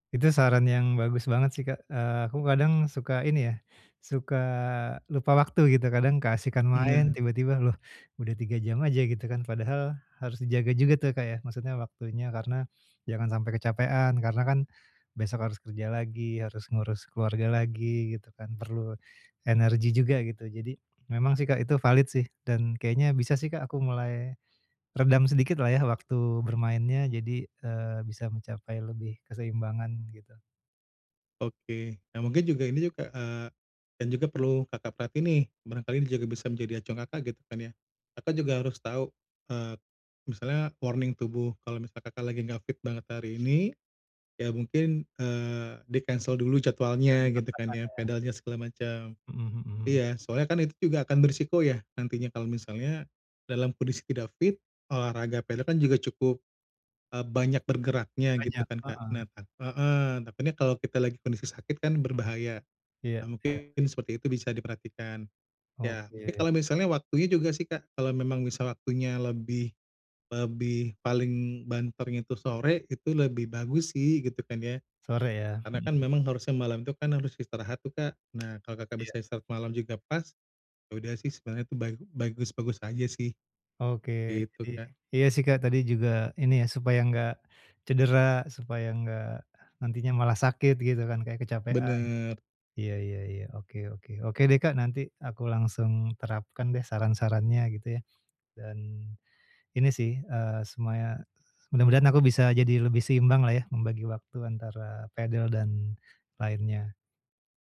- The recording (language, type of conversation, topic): Indonesian, advice, Bagaimana cara menyeimbangkan latihan dan pemulihan tubuh?
- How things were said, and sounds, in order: in English: "warning"; other background noise; tapping